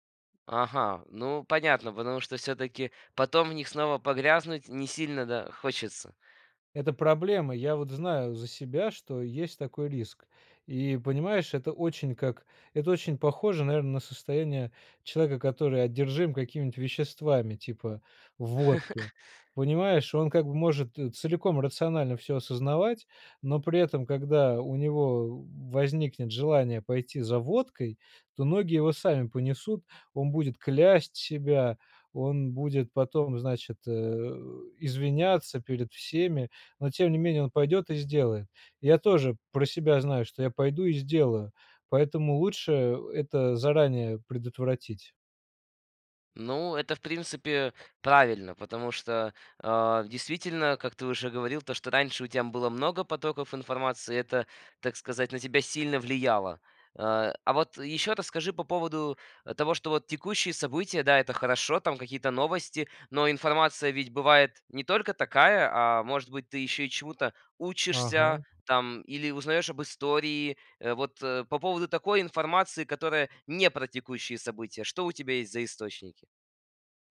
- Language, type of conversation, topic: Russian, podcast, Какие приёмы помогают не тонуть в потоке информации?
- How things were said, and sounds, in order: laugh